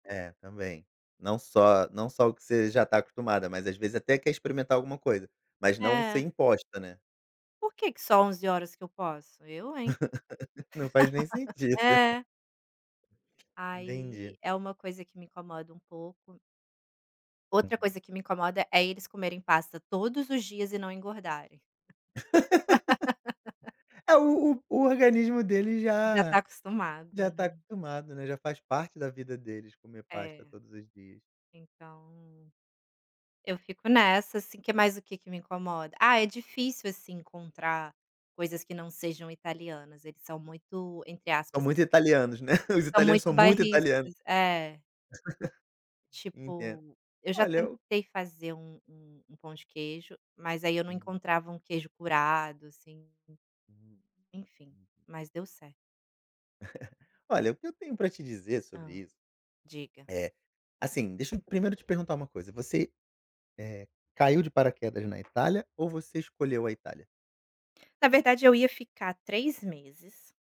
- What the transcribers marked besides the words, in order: laugh; laugh; tapping; laugh; chuckle; chuckle; other background noise; chuckle
- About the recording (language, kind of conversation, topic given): Portuguese, advice, Como está sendo para você se adaptar a costumes e normas sociais diferentes no novo lugar?